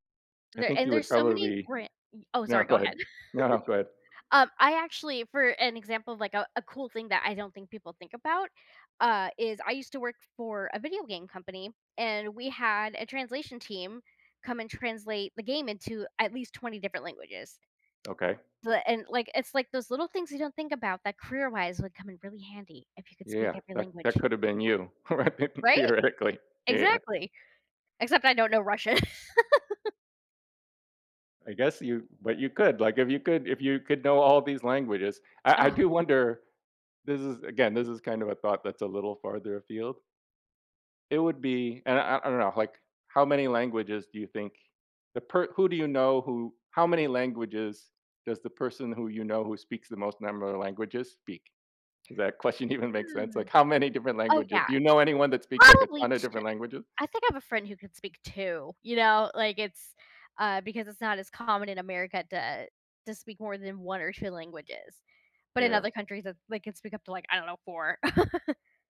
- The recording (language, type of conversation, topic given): English, unstructured, What would you do if you could speak every language fluently?
- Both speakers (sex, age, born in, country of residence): female, 35-39, United States, United States; male, 55-59, United States, United States
- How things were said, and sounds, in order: tapping; giggle; other background noise; laughing while speaking: "right? The thoretically. Yeah"; giggle; laughing while speaking: "all"; laughing while speaking: "even make sense?"; stressed: "probably"; laugh